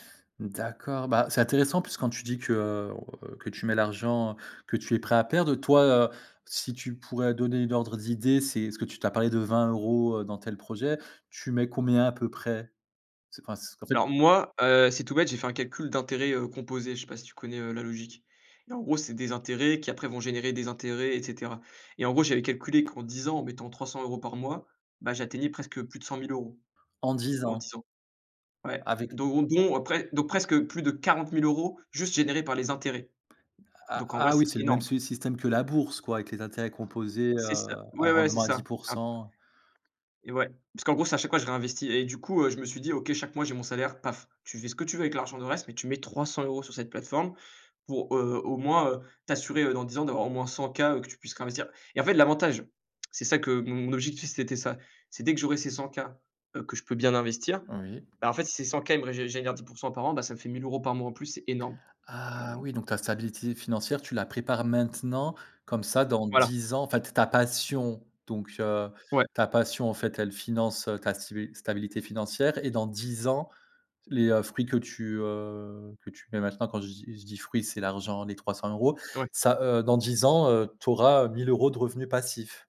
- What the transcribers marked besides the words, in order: drawn out: "que"; tapping
- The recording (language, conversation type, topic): French, podcast, Comment choisis-tu entre ta passion et la stabilité financière ?